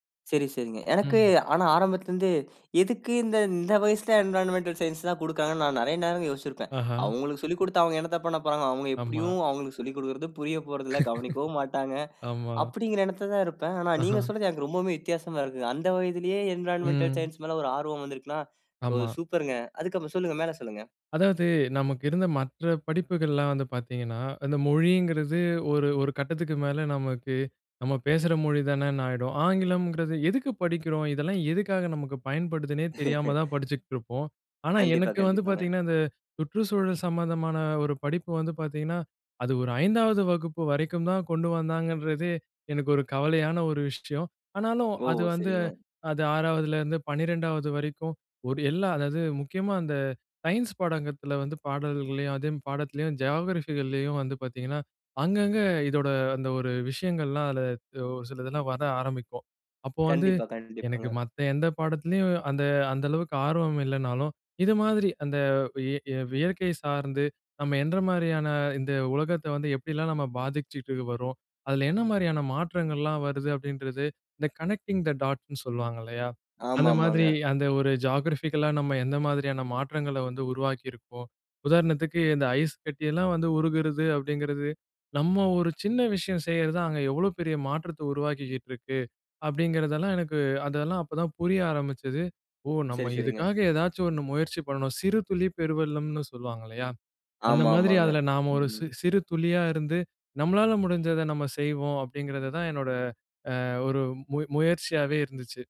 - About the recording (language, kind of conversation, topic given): Tamil, podcast, உங்களுக்கு வாழ்க்கையின் நோக்கம் என்ன என்று சொல்ல முடியுமா?
- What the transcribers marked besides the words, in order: in English: "என்வைரன்மென்டல் சயன்ஸ்லாம்"; laugh; in English: "என்வைரன்மென்டல் சயன்ஸ்"; tapping; laugh; in English: "சயன்ஸ்"; "பாடத்தில" said as "பாடகத்தில"; in English: "ஜியோகிராஃபிகள்லயும்"; other background noise; "இயற்கை" said as "வியற்கை"; "எந்த" said as "என்ற"; in English: "கனெக்டிங் த டாட்ன்னு"; in English: "ஜியோகிராஃபிக்கலா"; other street noise